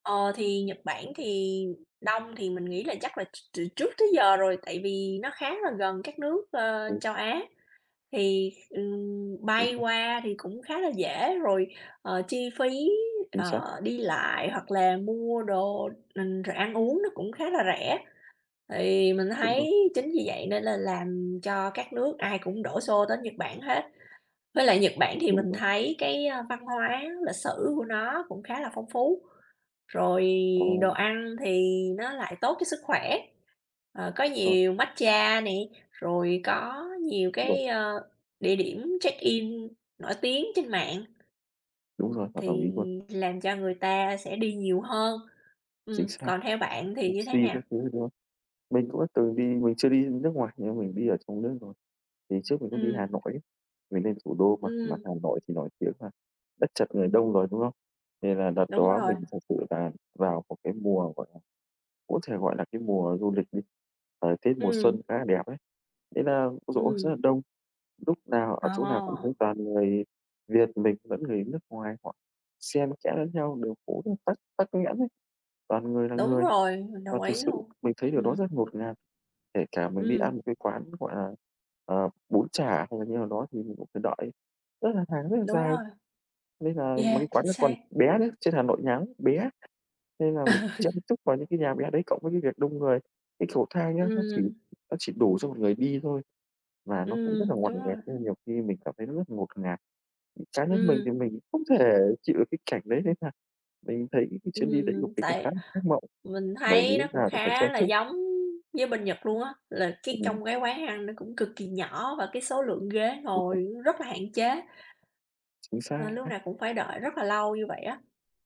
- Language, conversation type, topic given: Vietnamese, unstructured, Bạn đã từng gặp rắc rối khi đi du lịch chưa, và bạn nghĩ thế nào về việc du lịch quá đông người?
- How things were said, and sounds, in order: other background noise; tapping; in English: "check in"; laughing while speaking: "Ừ"; other noise; "Cá" said as "chá"; unintelligible speech